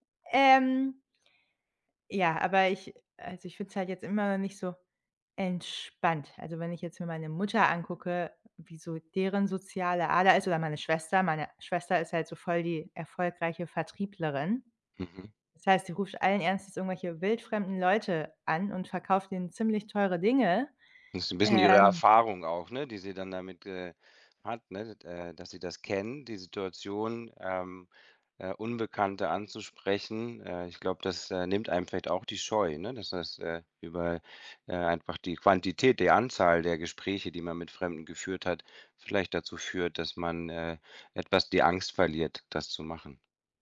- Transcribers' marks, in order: other background noise
- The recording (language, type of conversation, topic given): German, advice, Wie äußert sich deine soziale Angst bei Treffen oder beim Small Talk?